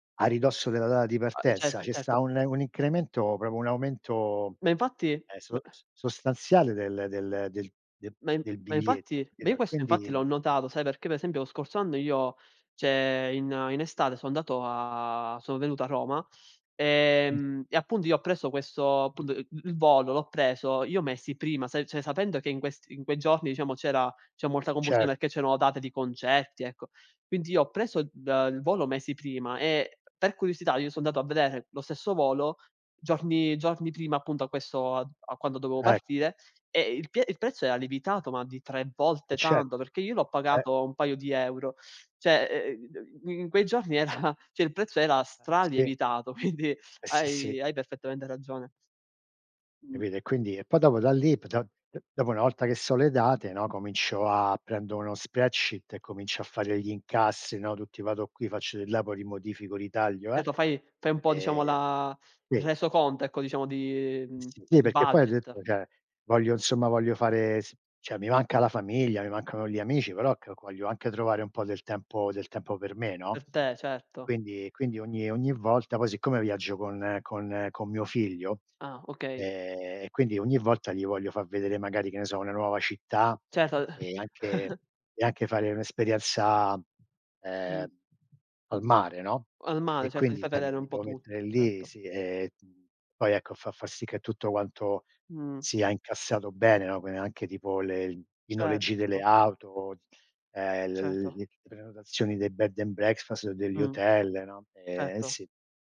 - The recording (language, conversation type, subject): Italian, unstructured, Come scegli una destinazione per una vacanza?
- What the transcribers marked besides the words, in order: "proprio" said as "propo"; tapping; "cioè" said as "ceh"; "cioè" said as "ceh"; "dovevo" said as "dovo"; "Cioè" said as "ceh"; laughing while speaking: "era"; "cioè" said as "ceh"; laughing while speaking: "quindi"; in English: "spreadsheet"; "sì" said as "tì"; "cioè" said as "ceh"; "insomma" said as "nsomma"; "cioè" said as "ceh"; "Certo" said as "cetto"; chuckle; "Certo" said as "cetto"; "quindi" said as "guene"; "Certo" said as "cetto"; "Certo" said as "cetto"